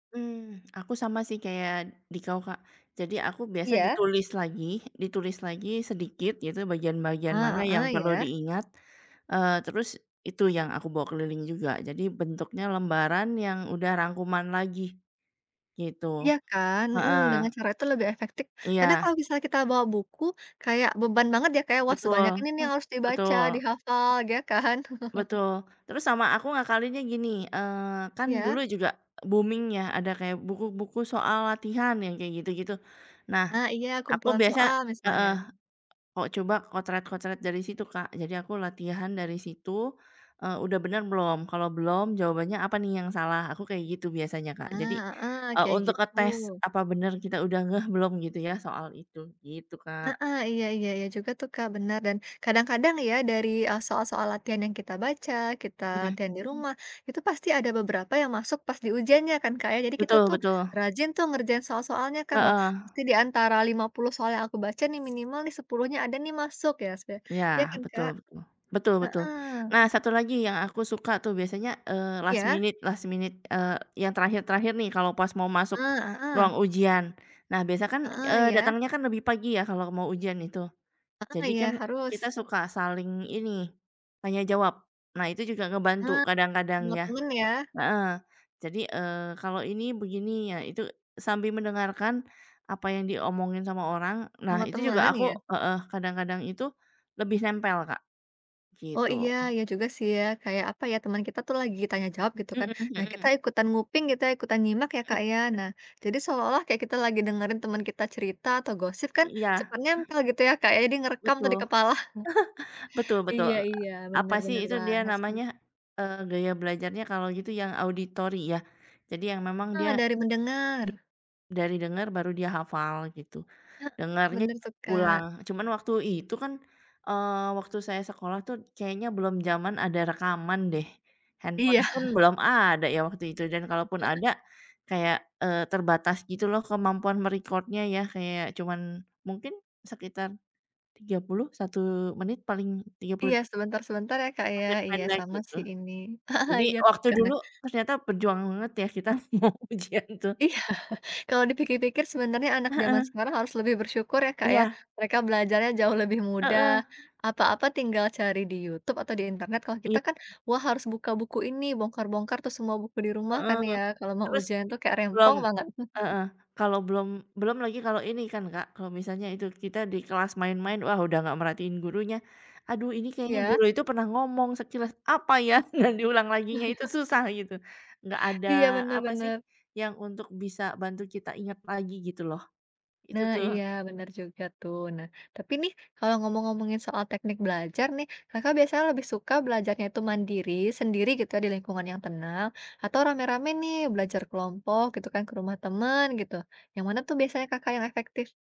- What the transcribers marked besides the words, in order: other background noise; chuckle; in English: "booming"; tapping; in English: "last minute last minute"; chuckle; unintelligible speech; chuckle; in English: "me-record-nya"; chuckle; laughing while speaking: "mau ujian tuh"; laughing while speaking: "Iya"; chuckle; laughing while speaking: "dan"; chuckle
- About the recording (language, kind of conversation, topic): Indonesian, unstructured, Bagaimana cara kamu mempersiapkan ujian dengan baik?